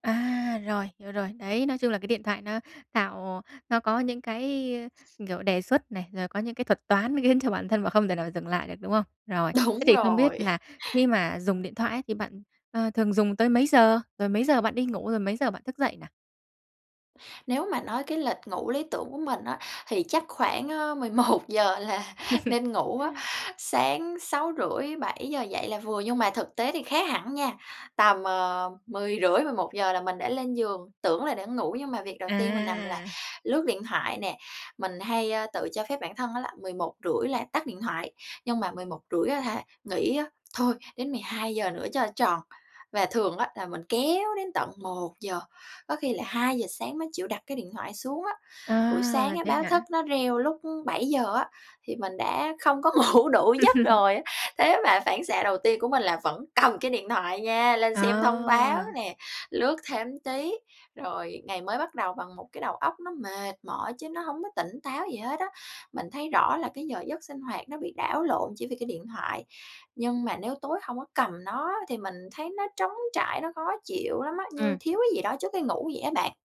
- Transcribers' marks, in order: other background noise; laughing while speaking: "khiến"; laughing while speaking: "Đúng"; chuckle; tapping; laughing while speaking: "mười một giờ là"; laugh; laughing while speaking: "ngủ"; laugh; laughing while speaking: "cầm"
- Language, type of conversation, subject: Vietnamese, advice, Làm thế nào để giảm thời gian dùng điện thoại vào buổi tối để ngủ ngon hơn?